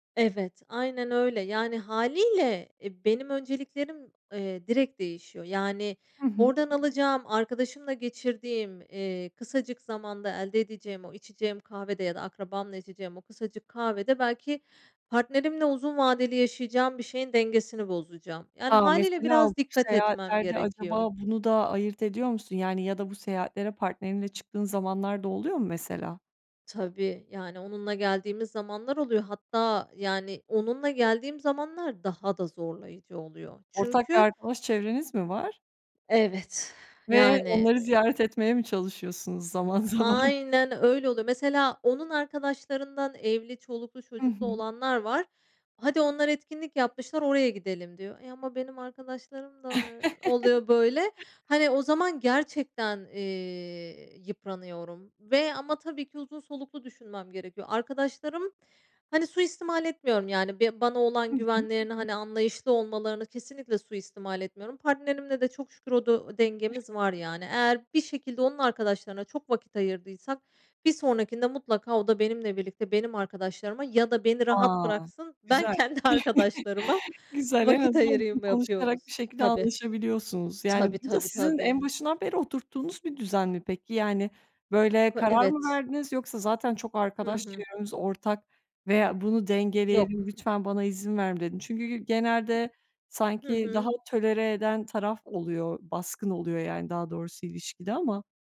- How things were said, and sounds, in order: exhale; laughing while speaking: "zaman?"; drawn out: "aynen"; put-on voice: "ama benim arkadaşlarım da"; chuckle; other background noise; chuckle; chuckle; stressed: "rahat"; unintelligible speech; laughing while speaking: "arkadaşlarıma"; "tolere" said as "tölere"
- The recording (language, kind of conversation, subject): Turkish, podcast, Kısa vadeli zevklerle uzun vadeli hedeflerini nasıl dengelersin?